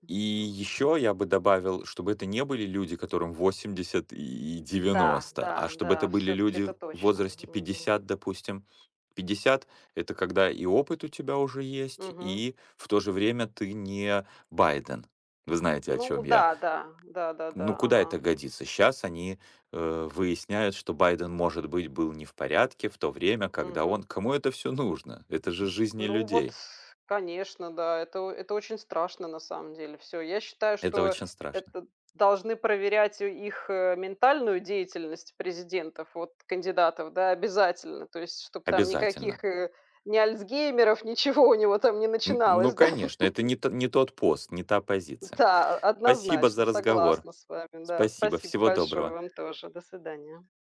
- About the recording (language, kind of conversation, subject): Russian, unstructured, Как вы думаете, почему люди не доверяют политикам?
- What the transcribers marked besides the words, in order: tapping; laughing while speaking: "нужно?"; laughing while speaking: "ничего"; laugh